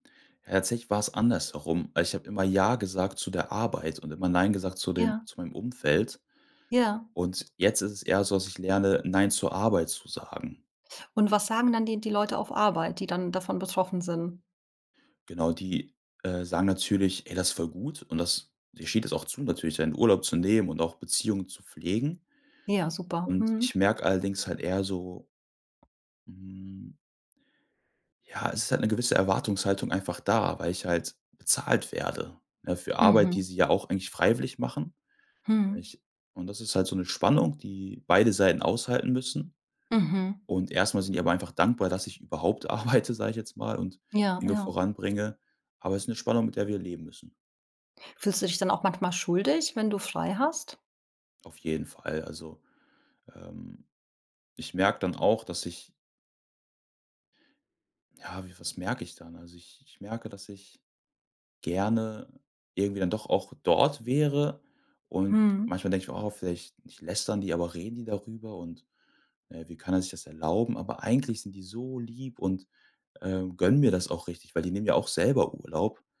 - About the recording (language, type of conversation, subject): German, podcast, Wie findest du eine gute Balance zwischen Arbeit und Freizeit?
- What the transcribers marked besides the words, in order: laughing while speaking: "arbeite"; stressed: "dort"; drawn out: "so"